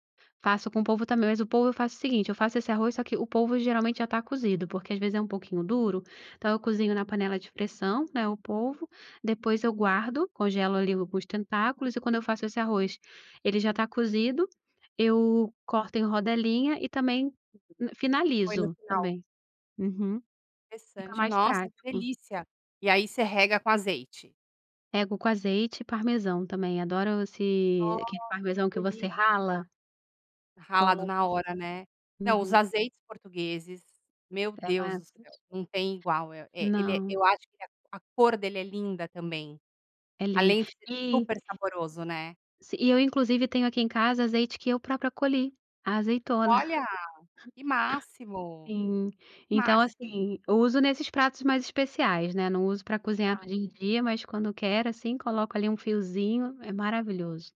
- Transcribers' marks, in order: tapping; unintelligible speech; other background noise; chuckle; unintelligible speech
- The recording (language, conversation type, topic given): Portuguese, podcast, O que fez um prato da sua família se tornar mais especial com o tempo?